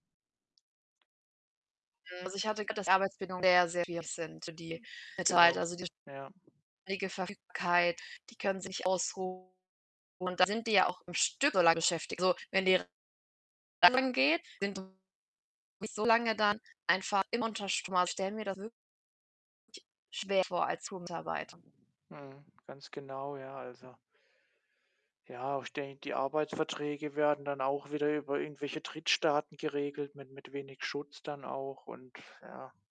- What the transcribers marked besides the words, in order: tapping; distorted speech; unintelligible speech; other background noise; unintelligible speech; unintelligible speech; unintelligible speech
- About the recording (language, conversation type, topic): German, unstructured, Was findest du an Kreuzfahrten problematisch?